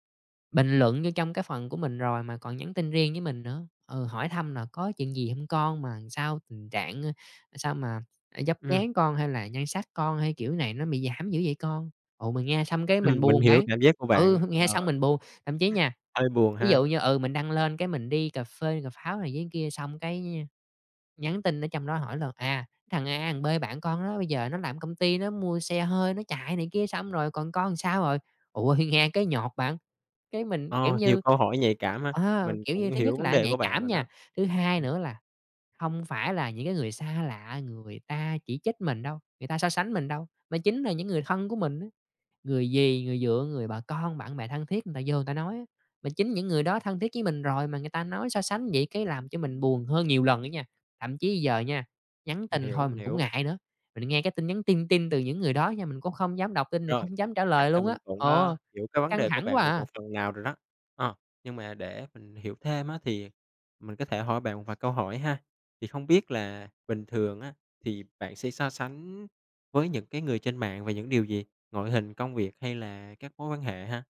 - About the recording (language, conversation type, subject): Vietnamese, advice, Việc so sánh bản thân trên mạng xã hội đã khiến bạn giảm tự tin và thấy mình kém giá trị như thế nào?
- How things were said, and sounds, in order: other background noise; tapping